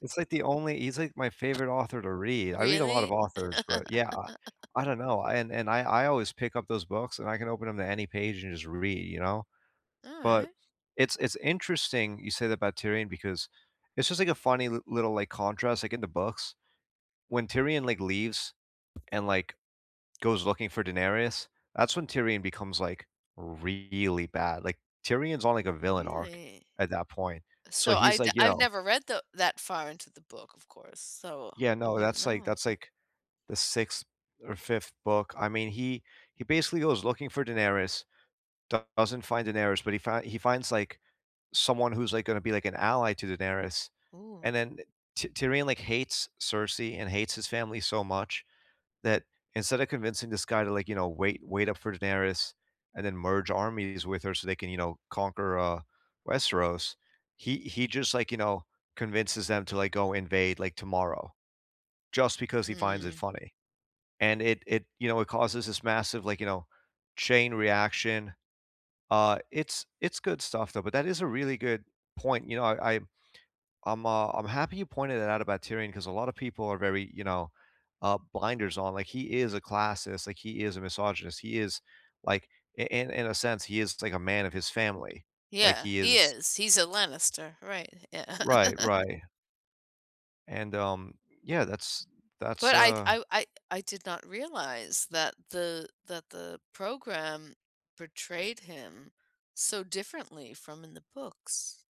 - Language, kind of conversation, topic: English, unstructured, How do movies handle moral gray areas well or poorly, and which film left you debating the characters’ choices?
- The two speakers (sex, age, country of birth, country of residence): female, 40-44, United States, United States; male, 30-34, United States, United States
- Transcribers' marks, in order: tapping; laugh; other background noise; laughing while speaking: "Yeah"; chuckle